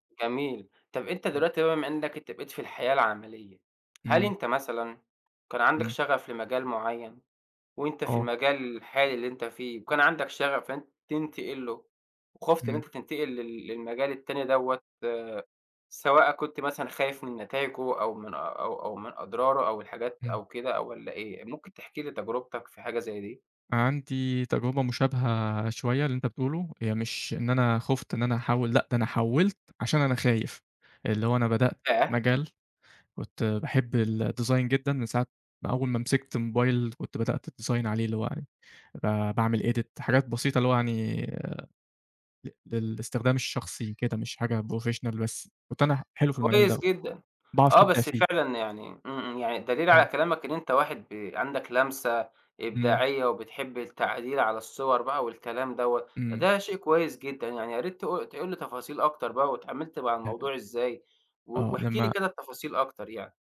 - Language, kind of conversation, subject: Arabic, podcast, إزاي بتتعامل مع الخوف من التغيير؟
- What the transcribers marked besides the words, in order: tapping; in English: "الديزاين"; in English: "الديزاين"; in English: "edit"; background speech; in English: "professional"